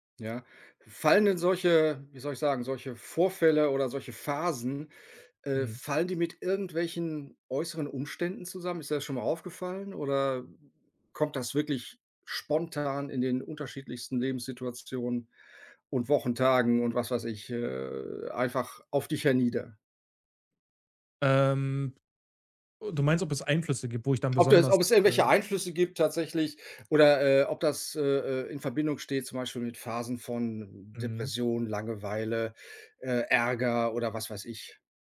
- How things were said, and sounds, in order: none
- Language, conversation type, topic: German, advice, Wie gehst du mit deinem schlechten Gewissen nach impulsiven Einkäufen um?